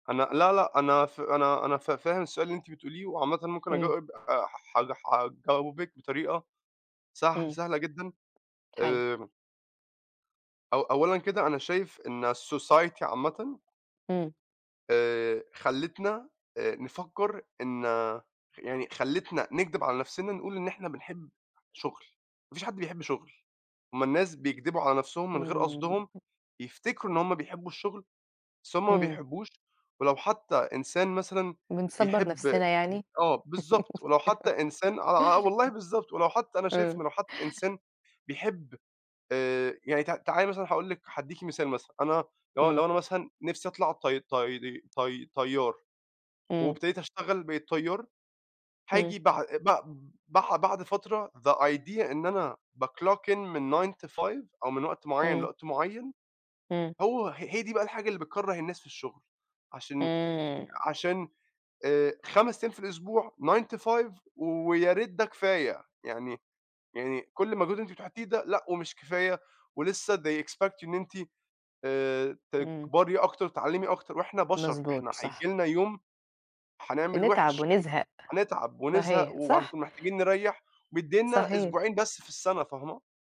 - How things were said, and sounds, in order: tapping; other background noise; in English: "الsociety"; laugh; in English: "the idea"; in English: "بclock in"; in English: "Nine to Five"; in English: "Nine to Five"; in English: "they expect"
- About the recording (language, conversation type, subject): Arabic, unstructured, هل إنت شايف إن المرتب هو أهم عامل في اختيار الوظيفة؟